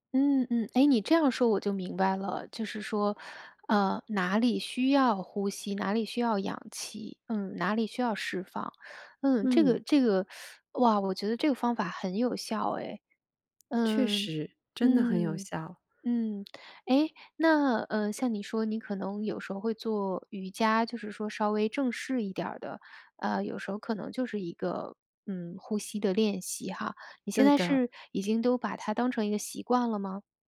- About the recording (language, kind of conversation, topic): Chinese, podcast, 简单说说正念呼吸练习怎么做？
- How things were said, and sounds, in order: teeth sucking